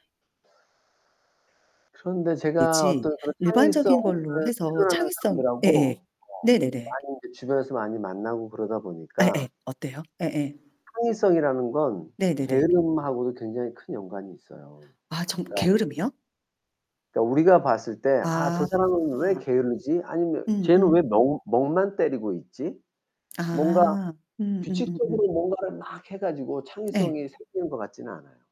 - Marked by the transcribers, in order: static; distorted speech; tapping; other background noise
- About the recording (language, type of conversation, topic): Korean, unstructured, 요즘 가장 중요하게 생각하는 일상 습관은 무엇인가요?